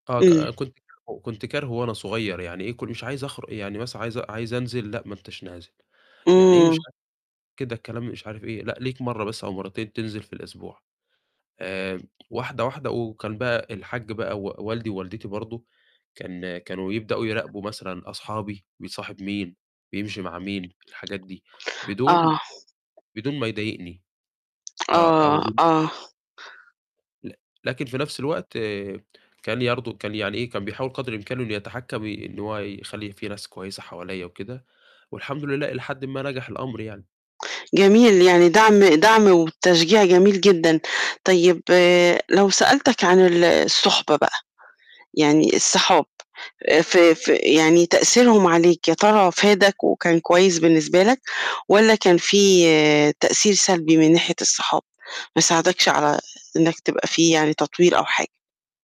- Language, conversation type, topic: Arabic, podcast, إيه دور الصحبة والعيلة في تطوّرك؟
- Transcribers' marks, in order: distorted speech; unintelligible speech; other background noise; tapping; "برضه" said as "يرضه"